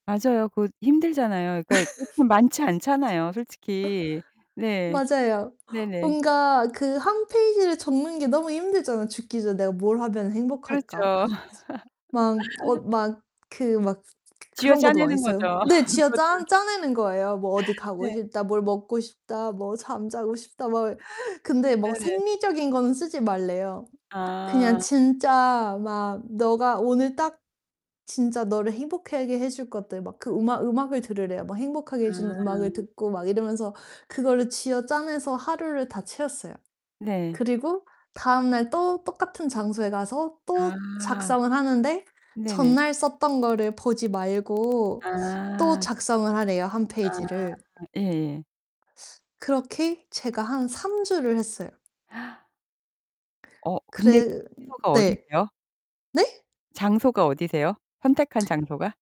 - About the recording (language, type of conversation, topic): Korean, podcast, 자신의 진짜 욕구는 어떻게 찾아낼 수 있나요?
- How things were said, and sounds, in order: laugh; tapping; background speech; distorted speech; laugh; laugh; mechanical hum; other background noise; teeth sucking; gasp